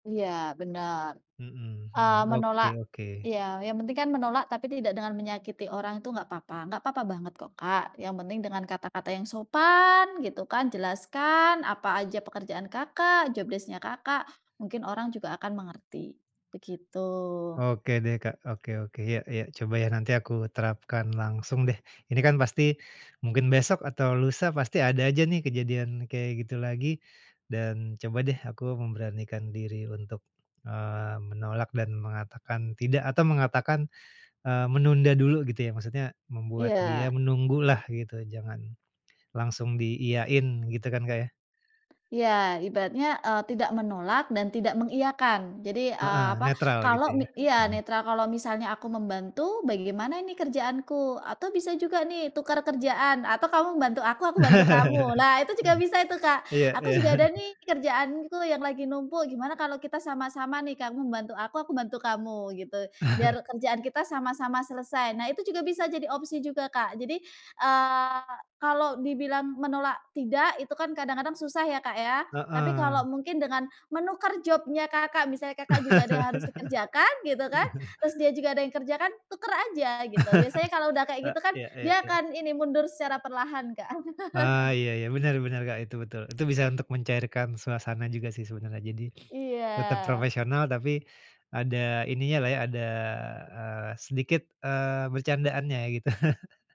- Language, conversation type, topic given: Indonesian, advice, Bagaimana cara berhenti terlalu sering mengatakan ya agar jadwal saya tidak terlalu penuh?
- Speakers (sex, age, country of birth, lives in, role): female, 30-34, Indonesia, Indonesia, advisor; male, 45-49, Indonesia, Indonesia, user
- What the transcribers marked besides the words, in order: tapping; other background noise; chuckle; laughing while speaking: "iya"; chuckle; in English: "job-nya"; laugh; chuckle; chuckle; sniff; chuckle